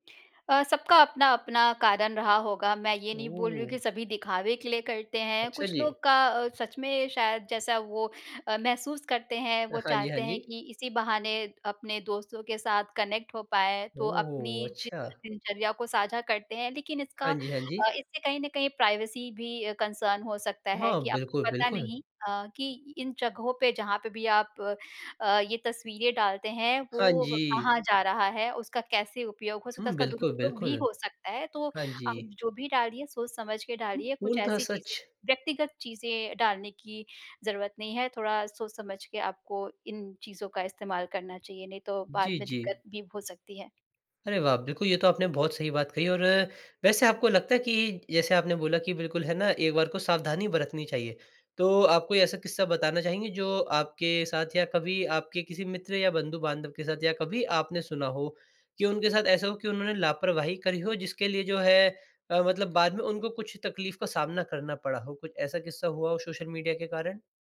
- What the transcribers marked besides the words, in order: in English: "कनेक्ट"; in English: "प्राइवेसी"; in English: "कंसर्न"
- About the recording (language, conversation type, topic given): Hindi, podcast, सोशल मीडिया का आपके रोज़मर्रा के जीवन पर क्या असर पड़ता है?
- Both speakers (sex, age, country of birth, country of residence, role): female, 35-39, India, India, guest; male, 20-24, India, India, host